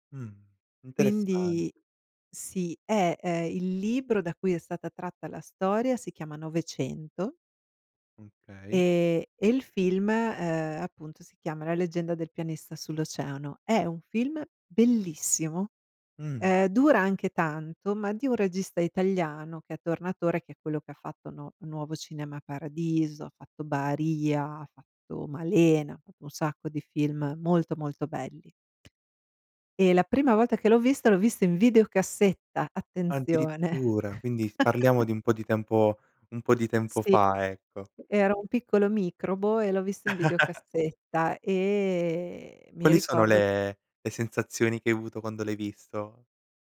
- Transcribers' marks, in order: other background noise; tapping; chuckle; chuckle
- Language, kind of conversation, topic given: Italian, podcast, Quale film ti fa tornare subito indietro nel tempo?